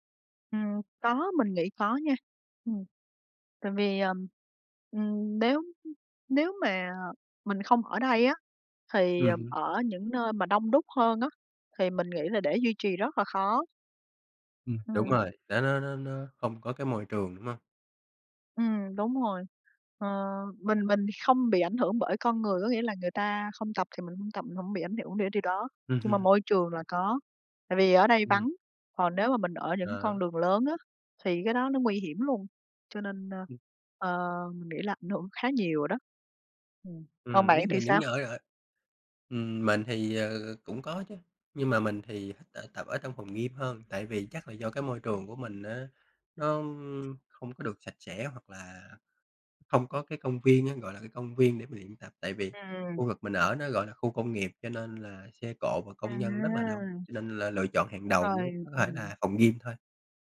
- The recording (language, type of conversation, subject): Vietnamese, unstructured, Bạn có thể chia sẻ cách bạn duy trì động lực khi tập luyện không?
- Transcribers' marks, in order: tapping; other background noise